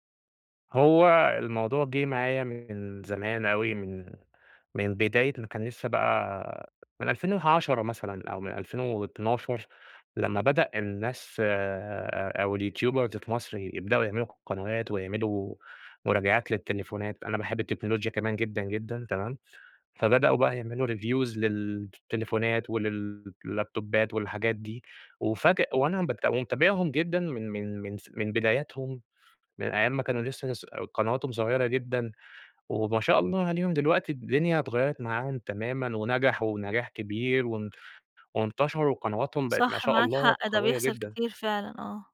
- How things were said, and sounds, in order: in English: "الYouTubers"; in English: "Reviews"; in English: "اللابتوبات"
- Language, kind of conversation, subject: Arabic, advice, إزاي أتعامل مع فقدان الدافع إني أكمل مشروع طويل المدى؟
- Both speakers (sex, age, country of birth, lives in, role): female, 40-44, Egypt, Portugal, advisor; male, 30-34, Egypt, Egypt, user